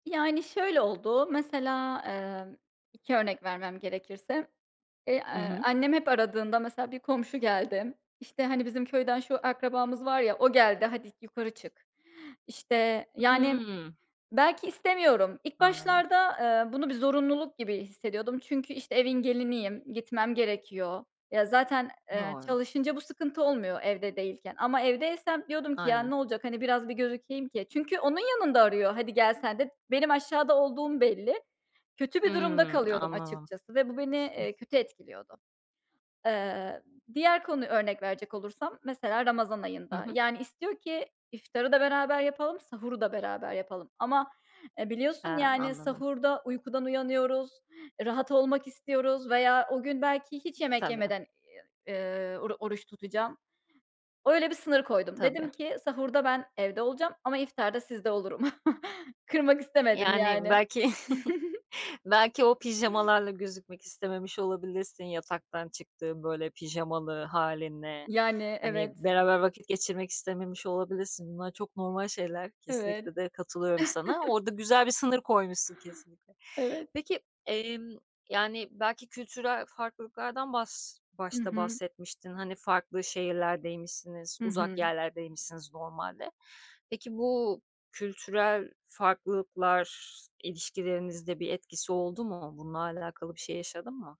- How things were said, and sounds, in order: chuckle; chuckle; tapping; chuckle
- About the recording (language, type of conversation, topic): Turkish, podcast, Kayınvalideniz veya kayınpederinizle ilişkiniz zaman içinde nasıl şekillendi?